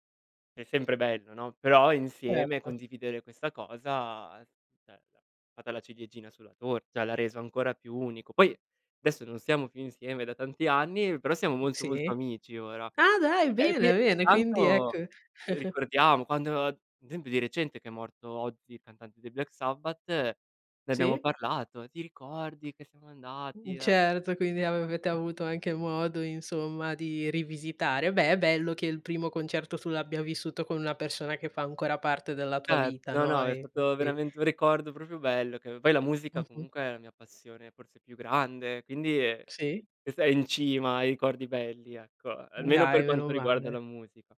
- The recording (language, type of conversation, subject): Italian, podcast, Raccontami del primo concerto che hai visto dal vivo?
- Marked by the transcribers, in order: unintelligible speech; "cioè" said as "ceh"; "adesso" said as "desso"; unintelligible speech; chuckle; "d'esempio" said as "empio"; "avete" said as "avevete"; "proprio" said as "propio"; unintelligible speech; tapping